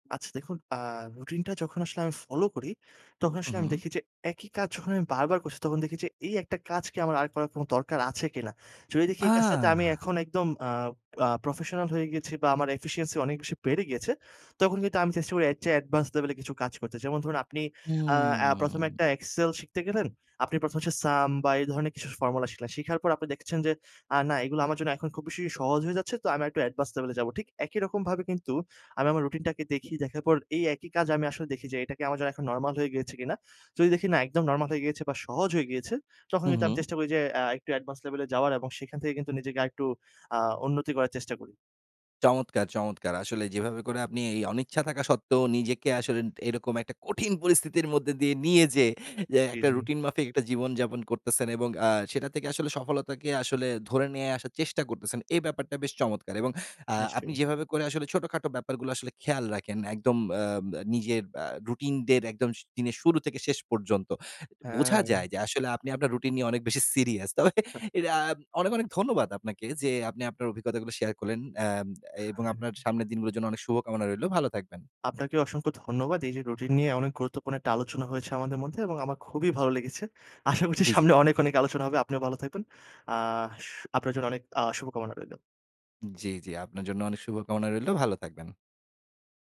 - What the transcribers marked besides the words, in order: in English: "efficiency"; in English: "advanced level"; drawn out: "হু"; in English: "sum"; in English: "formula"; in English: "advance level"; in English: "advance level"; scoff; unintelligible speech; laughing while speaking: "আশা করছি সামনে অনেক, অনেক আলোচনা হবে"
- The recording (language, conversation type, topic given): Bengali, podcast, অনিচ্ছা থাকলেও রুটিন বজায় রাখতে তোমার কৌশল কী?
- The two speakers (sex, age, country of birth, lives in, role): male, 30-34, Bangladesh, Bangladesh, host; male, 50-54, Bangladesh, Bangladesh, guest